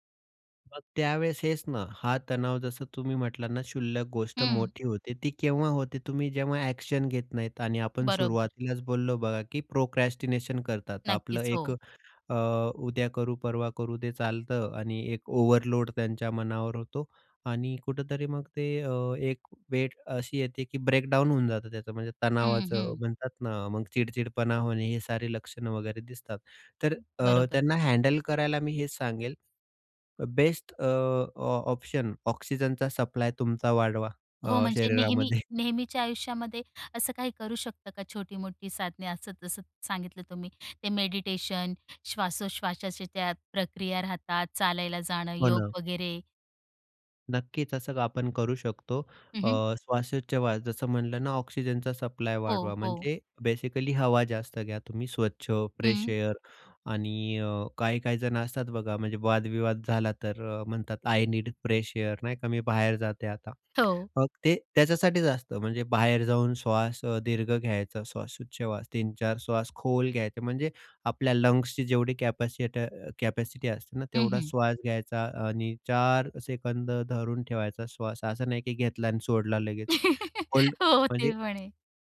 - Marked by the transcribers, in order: in English: "ॲक्शन"; in English: "प्रोक्रॅस्टिनेशन"; in English: "ओव्हरलोड"; "वेळ" said as "वेट"; in English: "ब्रेक डाउन"; in English: "हँडल"; chuckle; in English: "फ्रेश एयर"; in English: "आय नीड फ्रेश एयर"; in English: "लंग्सची"; chuckle; laughing while speaking: "हो ते म्हणे"; tapping
- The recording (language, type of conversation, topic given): Marathi, podcast, तणाव हाताळण्यासाठी तुम्ही नेहमी काय करता?